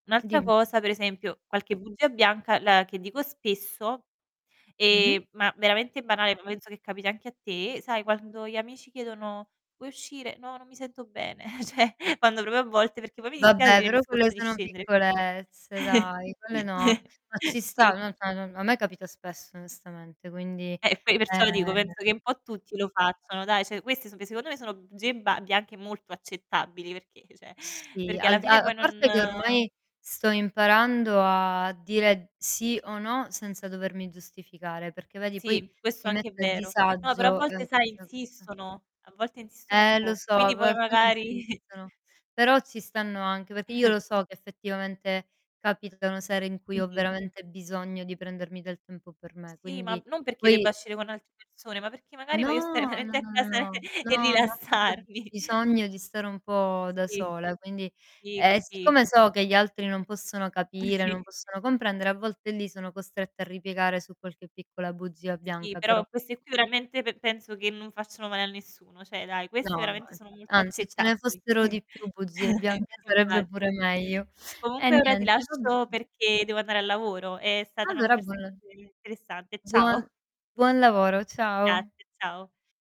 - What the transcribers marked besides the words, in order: other background noise; put-on voice: "Puoi uscire?, No non mi sento bene"; laughing while speaking: "cioè quando proprio a volte"; chuckle; laughing while speaking: "Sì"; unintelligible speech; "cioè" said as "ceh"; distorted speech; laughing while speaking: "magari"; chuckle; chuckle; "uscire" said as "scire"; laughing while speaking: "a casa e rilassarmi"; chuckle; chuckle; laughing while speaking: "c infatti"
- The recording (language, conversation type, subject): Italian, unstructured, Quando pensi che sia giusto dire una bugia, ammesso che lo sia mai?